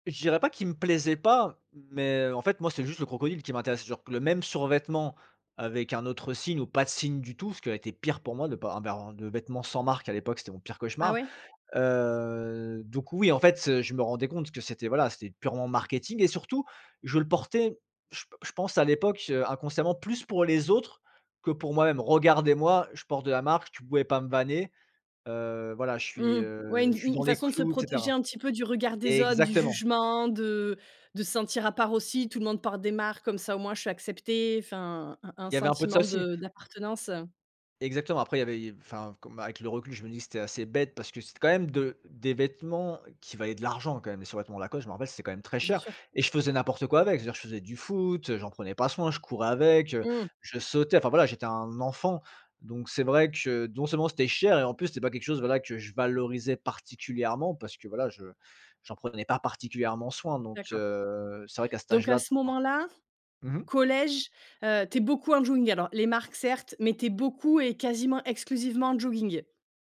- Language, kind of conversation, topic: French, podcast, Comment ton style a-t-il évolué au fil des ans ?
- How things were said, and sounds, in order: stressed: "pas"; drawn out: "Heu"; stressed: "l'argent"; stressed: "valorisais particulièrement"; stressed: "collège"; unintelligible speech